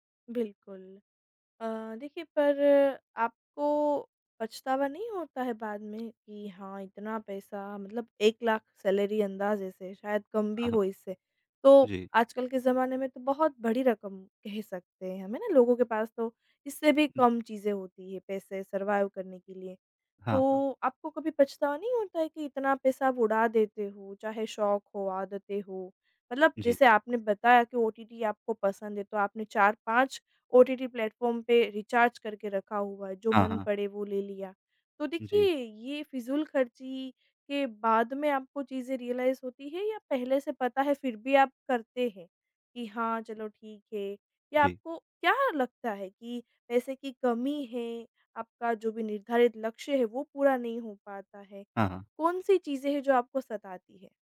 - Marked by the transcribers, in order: tapping; in English: "सैलरी"; in English: "सर्वाइव"; in English: "रिचार्ज"; in English: "रियलाइज़"
- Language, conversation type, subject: Hindi, advice, मासिक खर्चों का हिसाब न रखने की आदत के कारण आपको किस बात का पछतावा होता है?